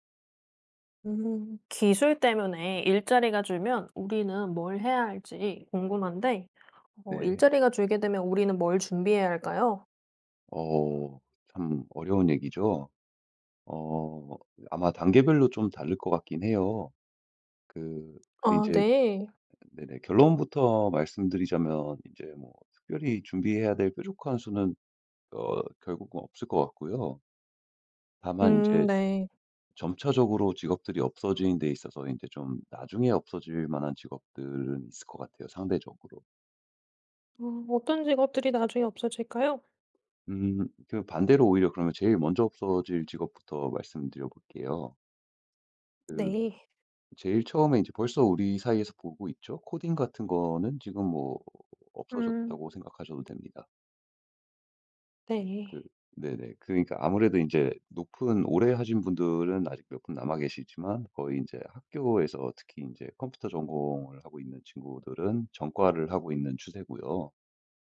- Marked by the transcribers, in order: tapping
- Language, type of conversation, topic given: Korean, podcast, 기술 발전으로 일자리가 줄어들 때 우리는 무엇을 준비해야 할까요?